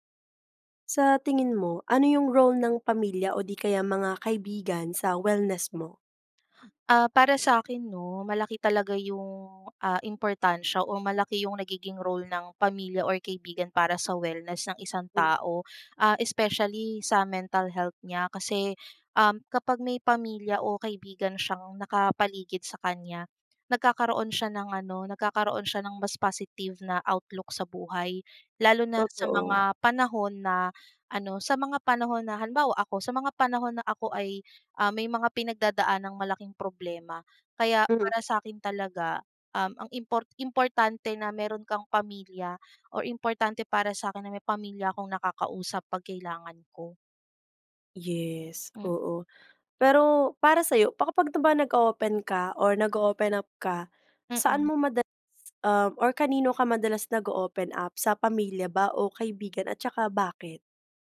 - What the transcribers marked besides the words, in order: drawn out: "Yes"
- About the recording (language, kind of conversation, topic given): Filipino, podcast, Ano ang papel ng pamilya o mga kaibigan sa iyong kalusugan at kabutihang-pangkalahatan?